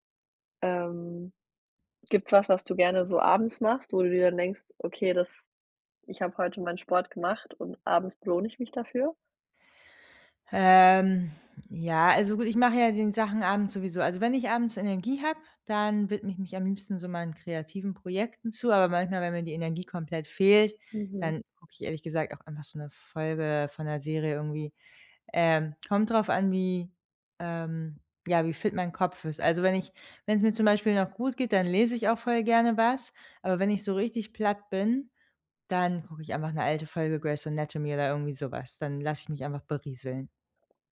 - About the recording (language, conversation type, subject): German, advice, Wie sieht eine ausgewogene Tagesroutine für eine gute Lebensbalance aus?
- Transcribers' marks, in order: stressed: "fehlt"